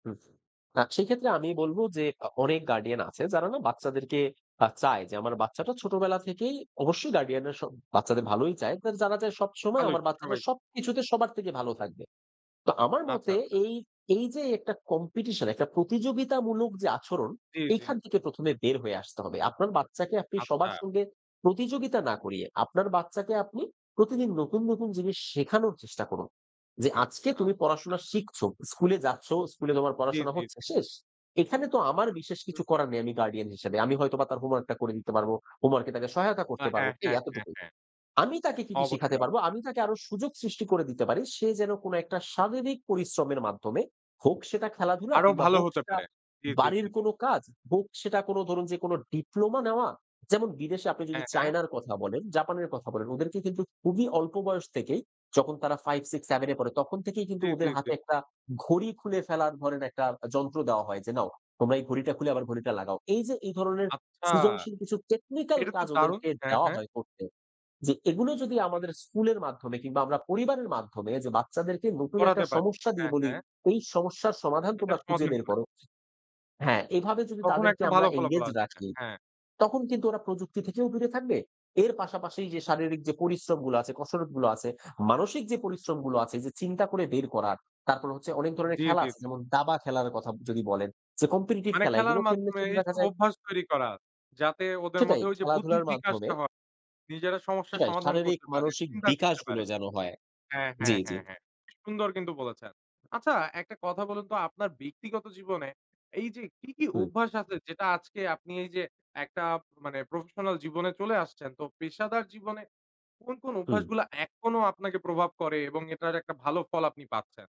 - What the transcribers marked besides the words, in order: in English: "এনগেজ"
- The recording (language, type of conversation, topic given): Bengali, podcast, প্রতিদিনের ছোট ছোট অভ্যাস কি তোমার ভবিষ্যৎ বদলে দিতে পারে বলে তুমি মনে করো?